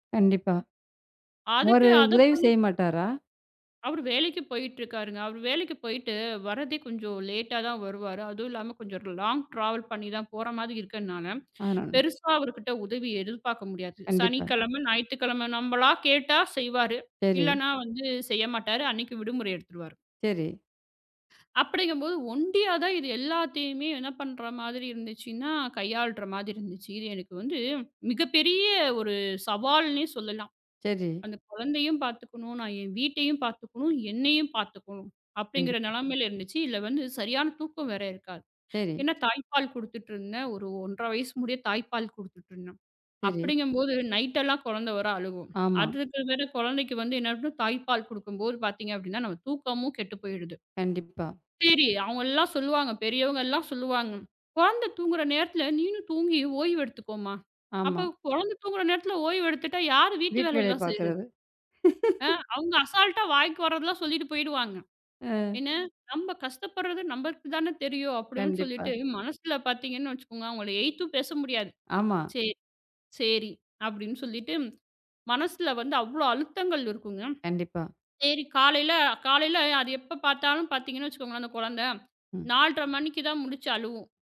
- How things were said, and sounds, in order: in English: "லாங் ட்ராவல்"; laugh
- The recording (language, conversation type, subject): Tamil, podcast, ஒரு புதிதாகப் பிறந்த குழந்தை வந்தபிறகு உங்கள் வேலை மற்றும் வீட்டின் அட்டவணை எப்படி மாற்றமடைந்தது?